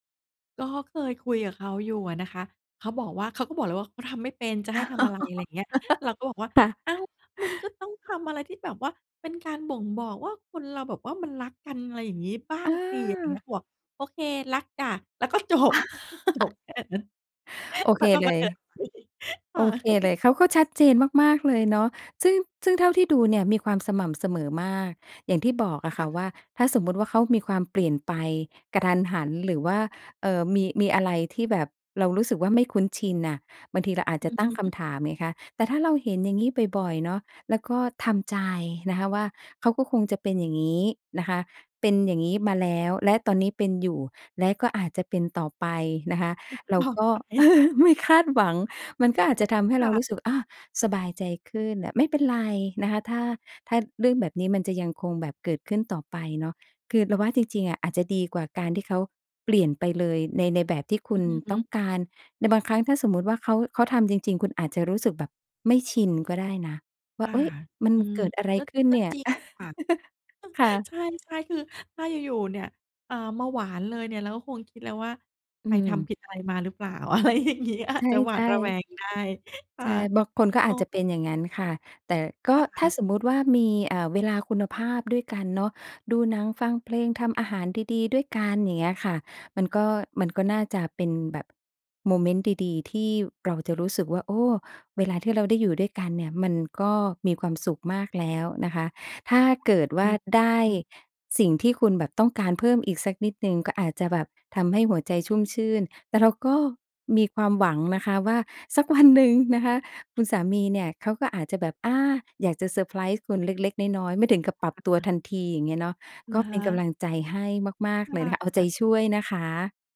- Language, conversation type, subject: Thai, advice, ฉันควรรักษาสมดุลระหว่างความเป็นตัวเองกับคนรักอย่างไรเพื่อให้ความสัมพันธ์มั่นคง?
- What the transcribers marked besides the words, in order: giggle; chuckle; other background noise; laugh; laughing while speaking: "จบ จบแค่นั้น แล้วก็ ก็เดินไป"; chuckle; laughing while speaking: "เป็นต่อไป"; chuckle; laughing while speaking: "ไม่"; chuckle; laughing while speaking: "อะไรอย่างเงี้ย"; laughing while speaking: "สักวันหนึ่ง"; unintelligible speech